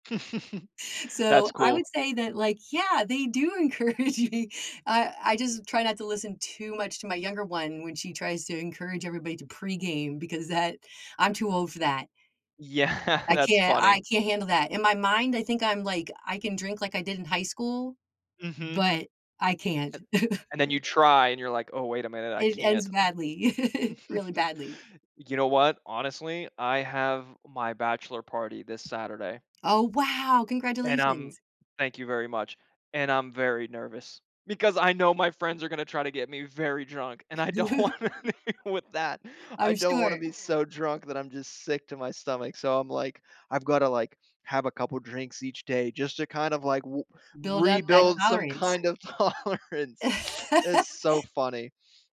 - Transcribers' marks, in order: chuckle; laughing while speaking: "encourage me"; laughing while speaking: "because that"; laughing while speaking: "Yeah"; chuckle; chuckle; chuckle; laughing while speaking: "don't want anything with that"; laugh; laughing while speaking: "tolerance"
- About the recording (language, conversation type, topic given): English, unstructured, What factors influence your choice between spending a night out or relaxing at home?